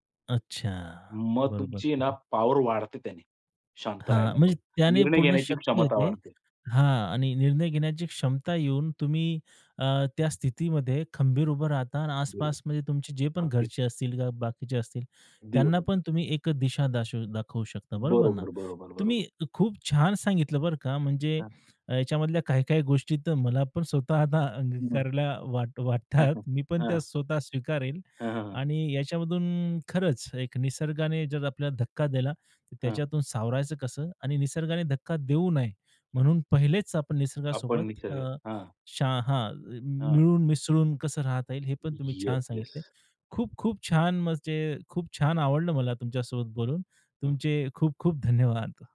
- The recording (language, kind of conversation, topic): Marathi, podcast, निसर्गाने तुम्हाला शिकवलेला सर्वात मोठा धडा कोणता होता?
- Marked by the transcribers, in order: other noise; chuckle; tapping